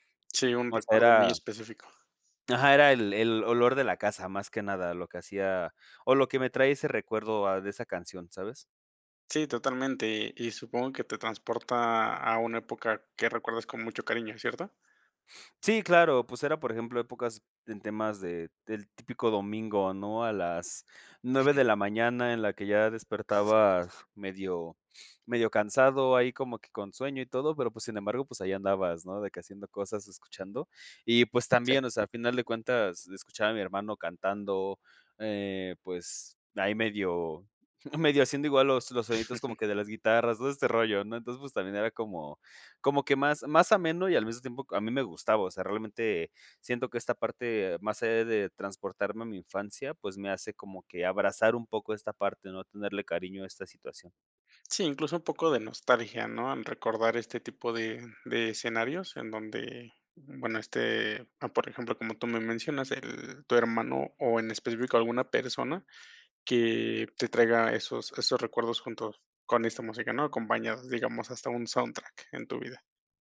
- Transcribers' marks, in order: other background noise; sniff; chuckle; chuckle; in English: "soundtrack"
- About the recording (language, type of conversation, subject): Spanish, podcast, ¿Qué canción o música te recuerda a tu infancia y por qué?